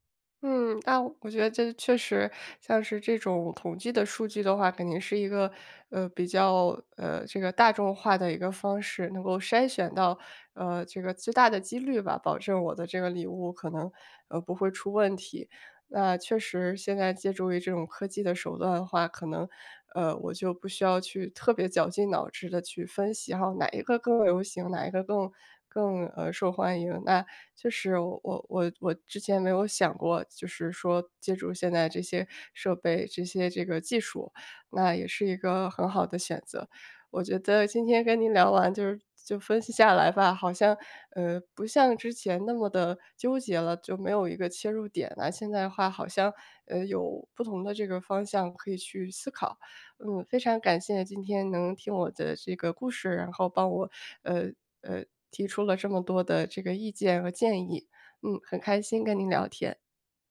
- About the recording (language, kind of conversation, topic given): Chinese, advice, 怎样挑选礼物才能不出错并让对方满意？
- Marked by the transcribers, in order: none